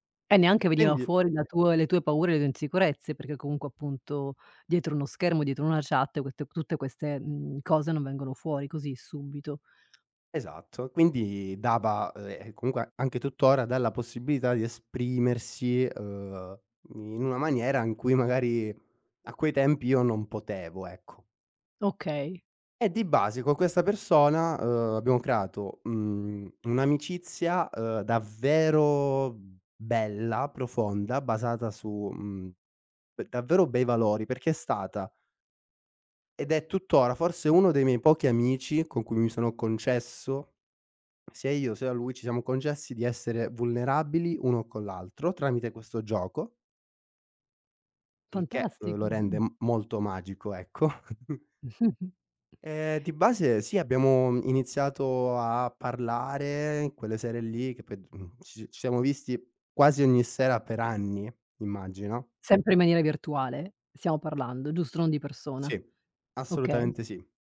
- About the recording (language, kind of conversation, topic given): Italian, podcast, In che occasione una persona sconosciuta ti ha aiutato?
- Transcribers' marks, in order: laughing while speaking: "ecco"; chuckle